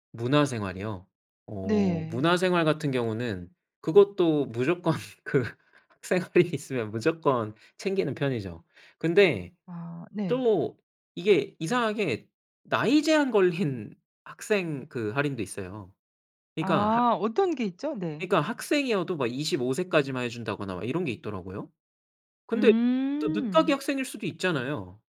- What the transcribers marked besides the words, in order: laughing while speaking: "무조건 그 생활이"; laughing while speaking: "걸린"
- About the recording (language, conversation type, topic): Korean, podcast, 생활비를 절약하는 습관에는 어떤 것들이 있나요?